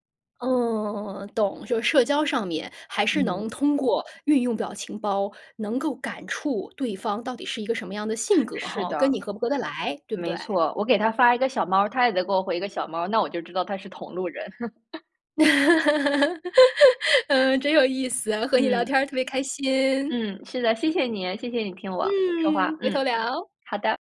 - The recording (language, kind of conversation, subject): Chinese, podcast, 你觉得表情包改变了沟通吗？
- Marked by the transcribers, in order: drawn out: "嗯"; laugh; laughing while speaking: "嗯，真有意思啊，和你聊天儿特别开心"; joyful: "谢谢你"; joyful: "嗯，回头聊"